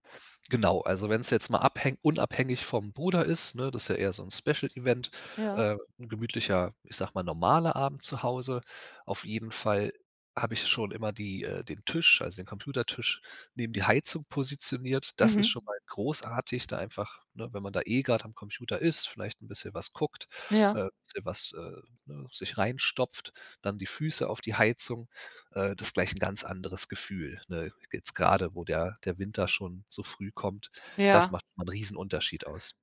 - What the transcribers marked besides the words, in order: in English: "Special Event"; other background noise
- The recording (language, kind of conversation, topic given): German, podcast, Wie gestaltest du einen gemütlichen Abend zu Hause?